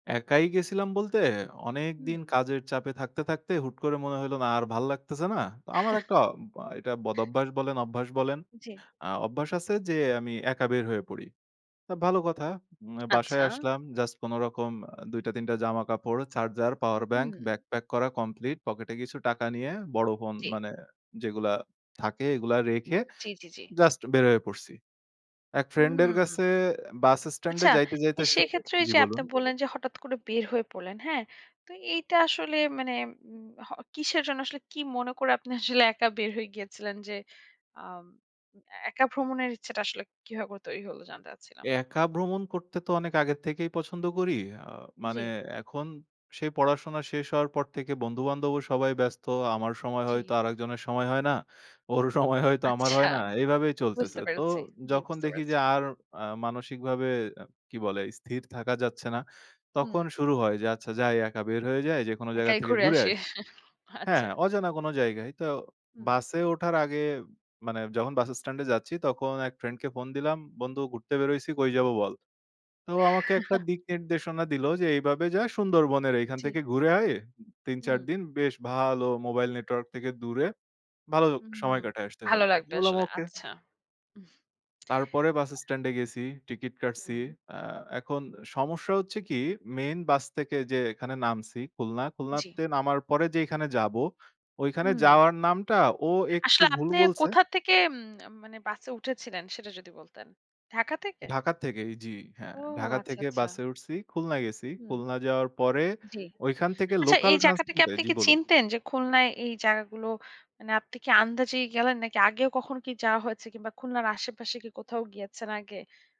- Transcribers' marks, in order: chuckle; other background noise; chuckle; "যাচ্ছি" said as "যাচ্চি"; chuckle; "এইভাবে" said as "এইবাবে"; lip smack
- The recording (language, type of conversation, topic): Bengali, podcast, আপনি কি আপনার একা ভ্রমণের কোনো মজার গল্প বলবেন?
- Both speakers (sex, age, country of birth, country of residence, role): female, 25-29, Bangladesh, United States, host; male, 25-29, Bangladesh, Bangladesh, guest